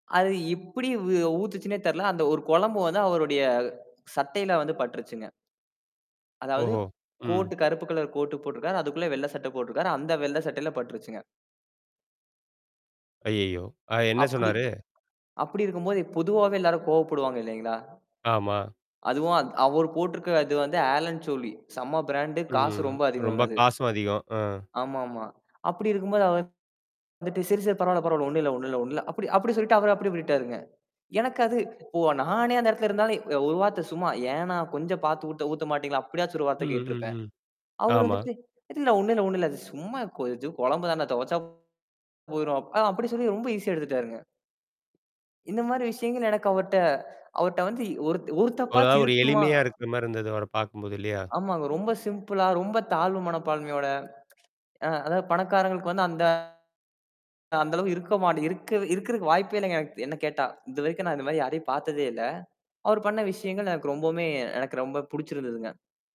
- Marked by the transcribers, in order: in English: "கோட்"; in English: "கோட்டு"; tapping; other noise; in English: "ப்ராண்டு"; other background noise; distorted speech; static; in English: "சிம்பிளா"; mechanical hum
- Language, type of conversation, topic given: Tamil, podcast, அந்த நாட்டைச் சேர்ந்த ஒருவரிடமிருந்து நீங்கள் என்ன கற்றுக்கொண்டீர்கள்?